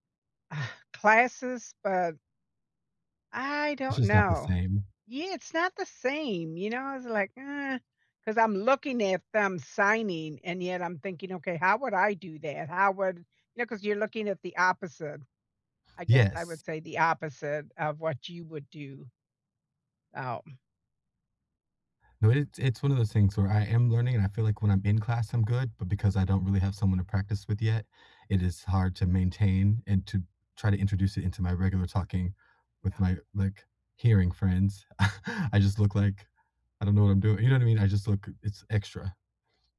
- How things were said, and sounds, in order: other background noise; tapping; laugh
- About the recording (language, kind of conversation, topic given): English, unstructured, What goal have you set that made you really happy?